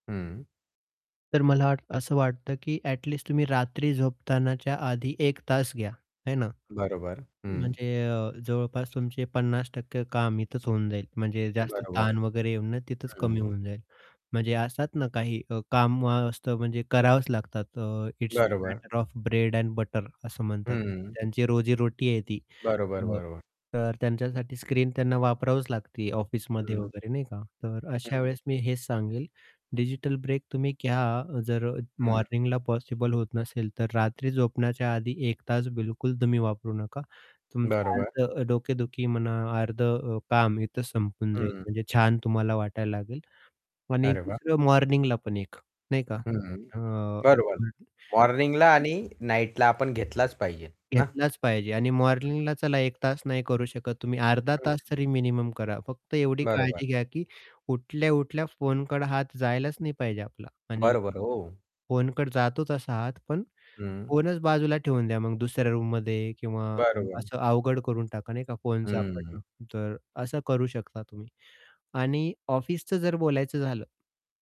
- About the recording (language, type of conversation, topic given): Marathi, podcast, डिजिटल ब्रेक कधी घ्यावा आणि किती वेळा घ्यावा?
- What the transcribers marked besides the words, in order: static; tapping; in English: "इट्स द मॅटर ऑफ ब्रेड अँड बटर"; distorted speech; unintelligible speech; other background noise